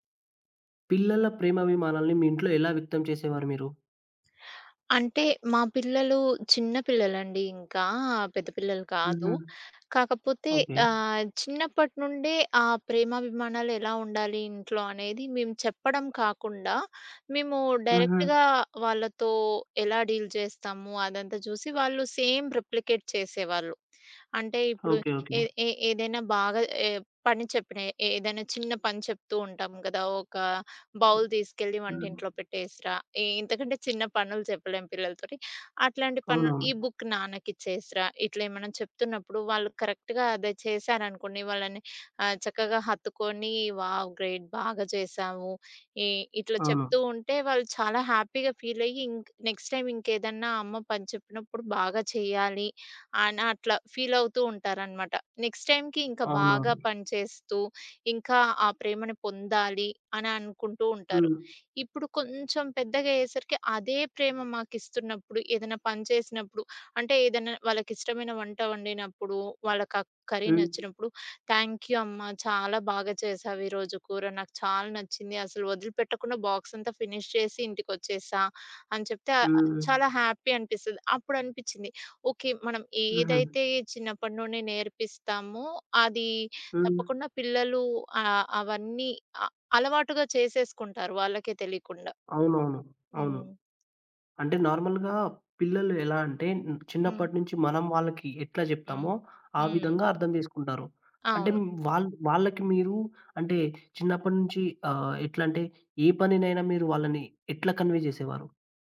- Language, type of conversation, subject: Telugu, podcast, మీ ఇంట్లో పిల్లల పట్ల ప్రేమాభిమానాన్ని ఎలా చూపించేవారు?
- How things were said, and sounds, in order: other background noise; tapping; in English: "డైరెక్ట్‌గా"; in English: "డీల్"; in English: "సేమ్ రిప్లికేట్"; in English: "బౌల్"; in English: "బుక్"; in English: "కరెక్ట్‌గా"; in English: "వావ్! గ్రేట్!"; in English: "హ్యాపీగా ఫీల్"; in English: "నెక్స్ట్ టైమ్"; in English: "నెక్స్ట్ టైమ్‌కి"; in English: "కర్రీ"; in English: "బాక్స్"; in English: "ఫినిష్"; in English: "హ్యాపీ"; in English: "నార్మల్‌గా"; in English: "కన్వే"